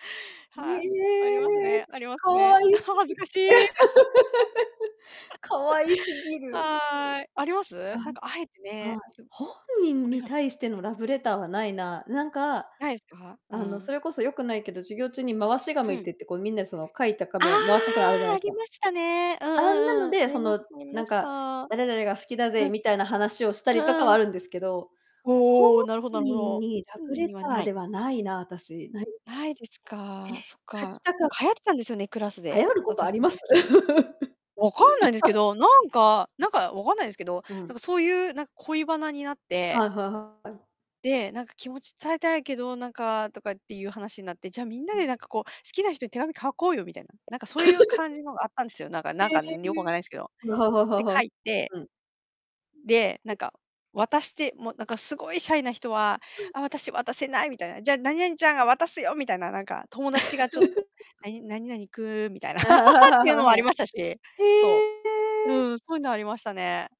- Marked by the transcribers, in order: distorted speech; laugh; chuckle; unintelligible speech; chuckle; unintelligible speech; other background noise; laugh; laugh; "よく" said as "にょく"; chuckle; laugh
- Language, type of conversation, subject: Japanese, unstructured, 好きな人に気持ちをどうやって伝えますか？